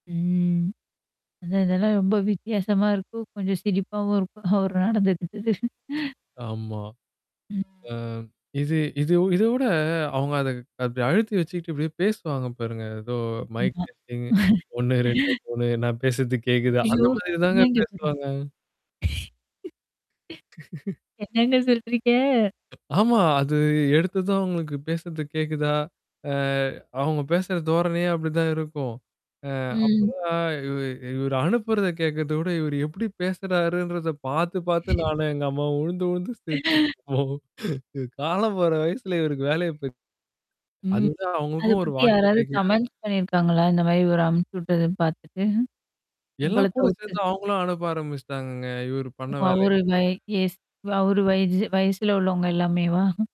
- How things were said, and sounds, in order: static; drawn out: "ம்"; laughing while speaking: "அதான் இதெல்லாம் ரொம்ப வித்தியாசமா இருக்கும். கொஞ்சம் சிரிப்பாவும் இருக்கும், அவர் நடந்துக்கிட்டது"; other background noise; tapping; mechanical hum; distorted speech; in English: "டெஸ்டிங்"; laughing while speaking: "ஒண்ணு ரெண்டு மூணு நான் பேசுறது கேக்குதா? அந்த மாதிரி தாங்க பேசுவாங்க"; chuckle; laughing while speaking: "ஐயயோ! என்னங்க சொல்றீங்க?"; unintelligible speech; chuckle; laugh; laughing while speaking: "நானும் எங்க அம்மாவும் உழுந்து உழுந்து … அவங்களுக்கும் ஒரு வாக்கிடாக்கிய"; other noise; unintelligible speech; other street noise; in English: "வாக்கிடாக்கிய"; in English: "கமெண்ட்ஸ்"; chuckle; in English: "ஏஜ்"; chuckle
- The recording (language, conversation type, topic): Tamil, podcast, குரல் குறிப்புகள் வந்தால் நீங்கள் எப்படி பதிலளிப்பீர்கள்?